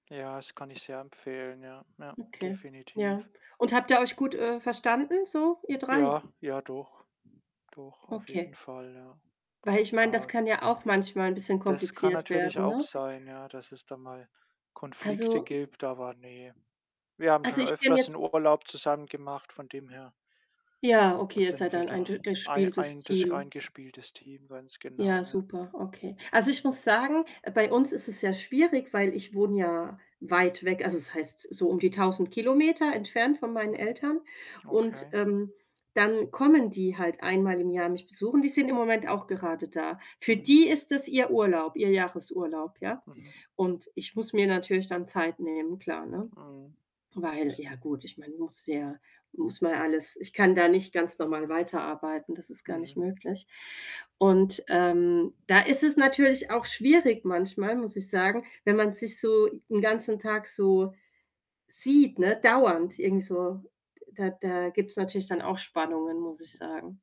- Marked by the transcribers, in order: tapping; other background noise; background speech; stressed: "die"
- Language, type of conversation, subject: German, unstructured, Was macht für dich einen perfekten Urlaub aus?